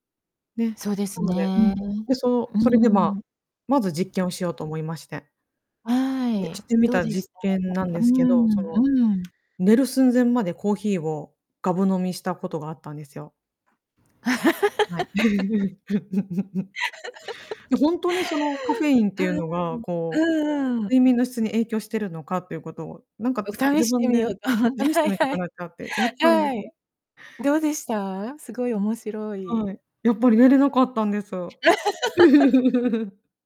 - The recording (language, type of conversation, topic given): Japanese, podcast, 睡眠の質を上げるために普段どんなことをしていますか？
- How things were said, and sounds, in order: static; distorted speech; tapping; laugh; giggle; laughing while speaking: "お試してみようと思って、はい はい"; laugh